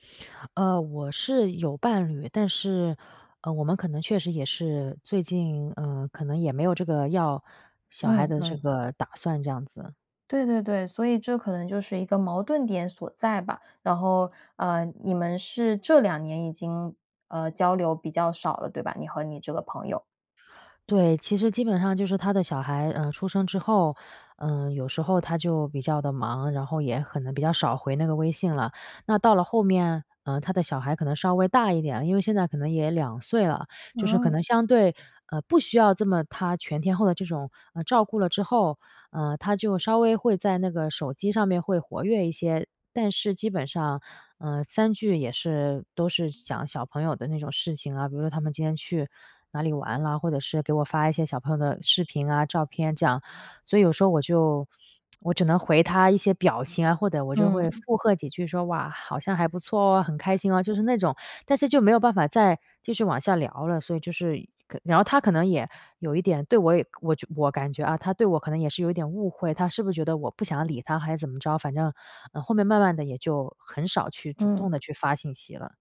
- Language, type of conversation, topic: Chinese, advice, 我该如何与老朋友沟通澄清误会？
- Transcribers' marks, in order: tsk; other background noise